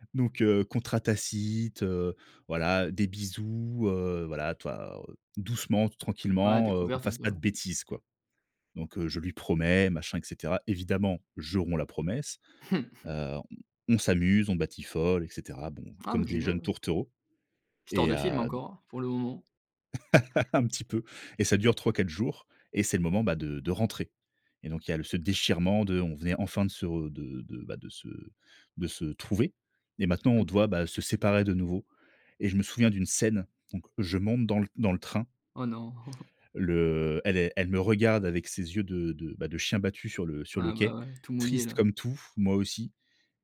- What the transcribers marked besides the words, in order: chuckle; laugh; unintelligible speech; chuckle
- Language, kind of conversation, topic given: French, podcast, Raconte une rencontre amoureuse qui a commencé par hasard ?